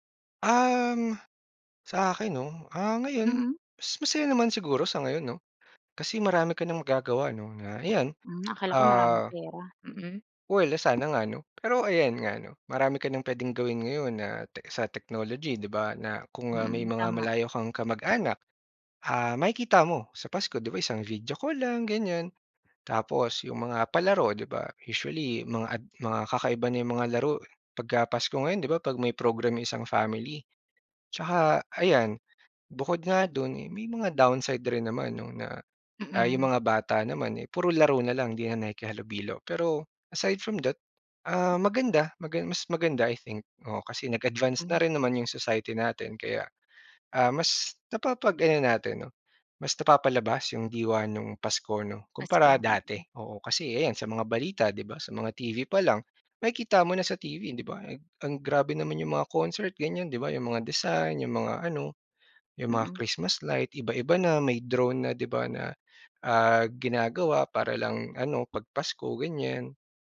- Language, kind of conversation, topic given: Filipino, podcast, Anong tradisyon ang pinakamakabuluhan para sa iyo?
- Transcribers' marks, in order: tongue click; other background noise